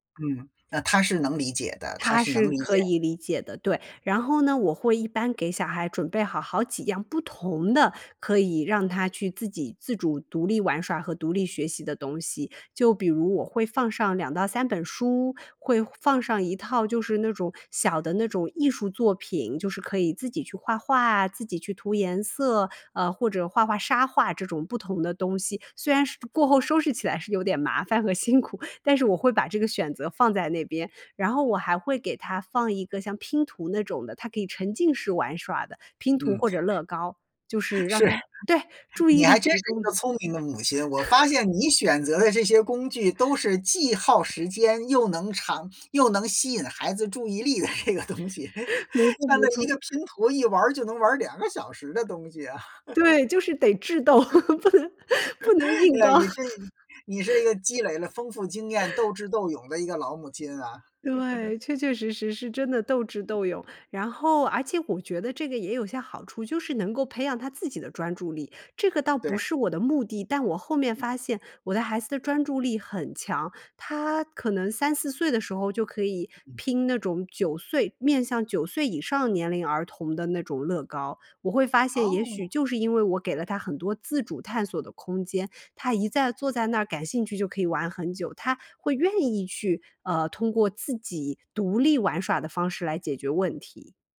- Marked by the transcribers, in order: other background noise; laughing while speaking: "有点麻烦和辛苦"; other noise; laughing while speaking: "是"; chuckle; laughing while speaking: "的这个东西，像那一个拼 … 小时的东西啊"; chuckle; laugh; laughing while speaking: "那你这"; laugh; laughing while speaking: "不能 不能硬刚"; chuckle; laugh
- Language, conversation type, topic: Chinese, podcast, 遇到孩子或家人打扰时，你通常会怎么处理？